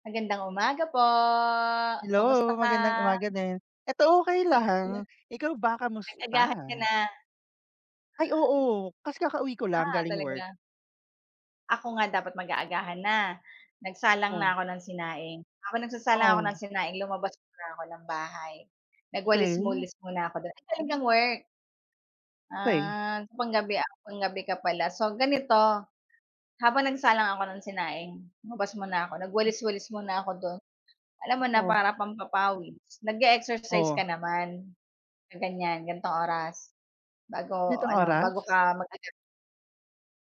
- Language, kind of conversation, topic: Filipino, unstructured, Ano-anong mga paraan ang maaari nating gawin upang mapanatili ang respeto sa gitna ng pagtatalo?
- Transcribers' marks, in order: drawn out: "po"